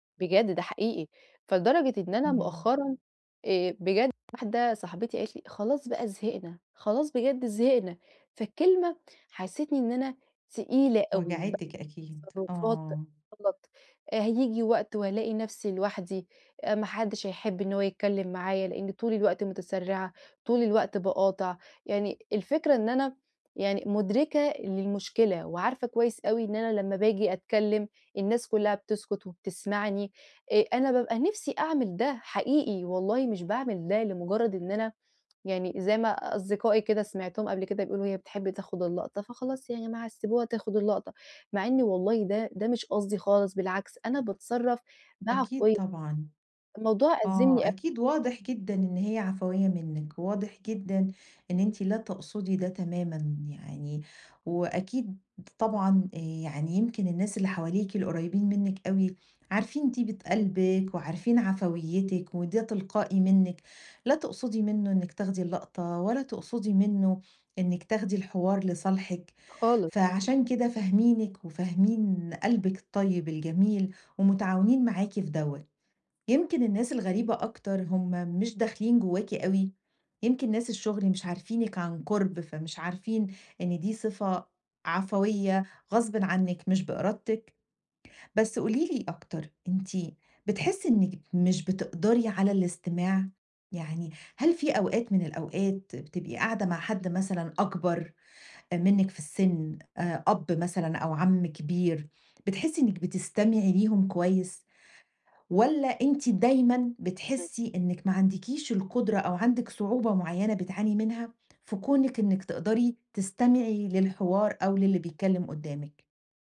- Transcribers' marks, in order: unintelligible speech
- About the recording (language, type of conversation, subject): Arabic, advice, إزاي أشارك بفعالية في نقاش مجموعة من غير ما أقاطع حد؟